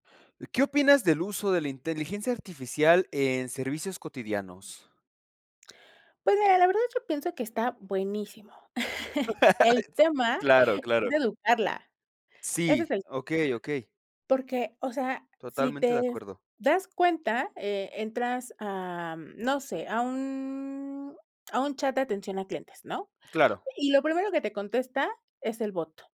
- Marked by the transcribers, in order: laugh; chuckle; drawn out: "un"
- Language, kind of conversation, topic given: Spanish, podcast, ¿Qué opinas del uso de la inteligencia artificial en los servicios cotidianos?